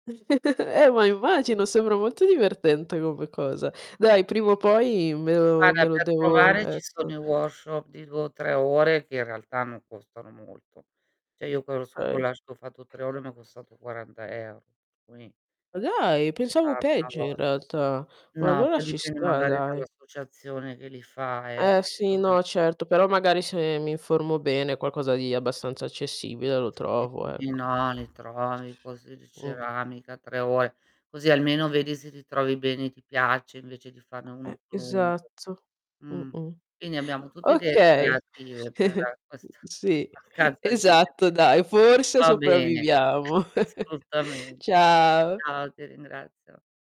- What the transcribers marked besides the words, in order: chuckle; distorted speech; in English: "workshop"; other background noise; "Okay" said as "kay"; "quindi" said as "quini"; unintelligible speech; static; tapping; chuckle; chuckle; laughing while speaking: "assolutamente"; chuckle
- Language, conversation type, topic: Italian, unstructured, Come affronteresti una settimana senza accesso a Internet?